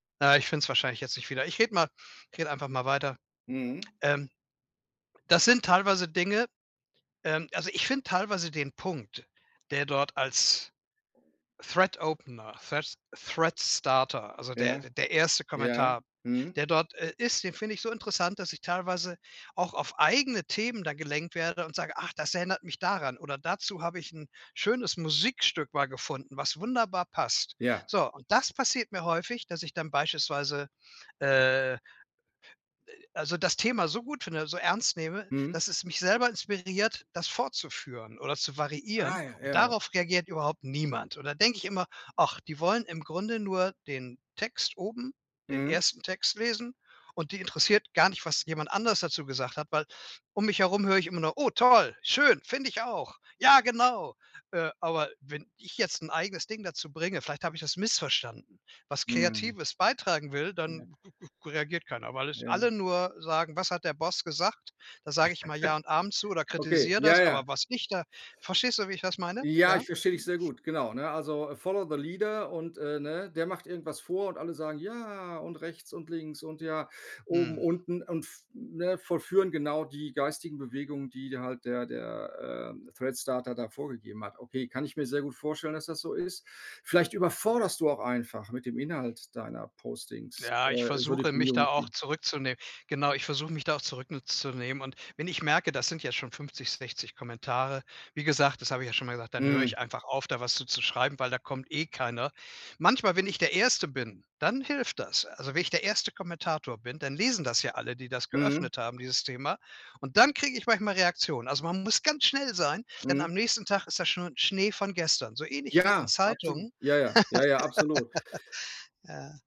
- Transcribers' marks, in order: in English: "Thread-Opener,Thread Thread-Starter"; other background noise; stressed: "eigene Themen"; stressed: "niemand"; unintelligible speech; chuckle; giggle; put-on voice: "follow the leader"; in English: "follow the leader"; put-on voice: "ja"; put-on voice: "Thread-Starter"; in German: "Thread-Starter"; stressed: "dann"; laugh
- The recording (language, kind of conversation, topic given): German, advice, Wie kann ich mich sicherer fühlen, wenn ich in Gruppen oft übersehen werde?